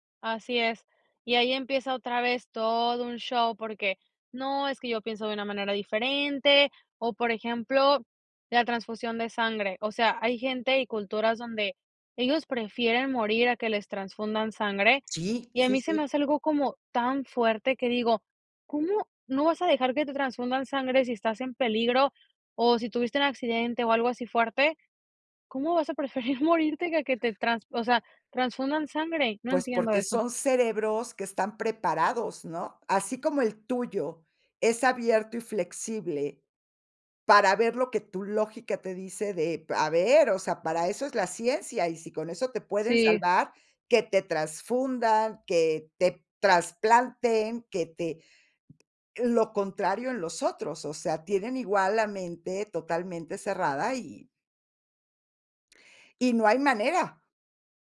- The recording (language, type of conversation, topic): Spanish, podcast, ¿Cómo puedes expresar tu punto de vista sin pelear?
- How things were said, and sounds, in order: chuckle; tapping